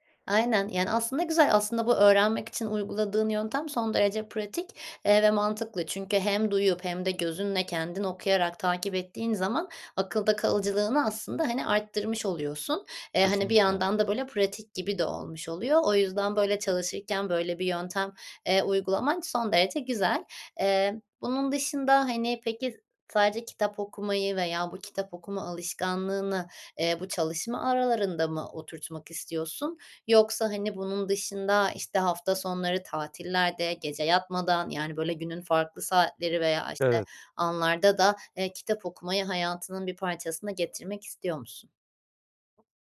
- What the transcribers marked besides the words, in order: tapping; other background noise
- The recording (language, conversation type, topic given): Turkish, advice, Her gün düzenli kitap okuma alışkanlığı nasıl geliştirebilirim?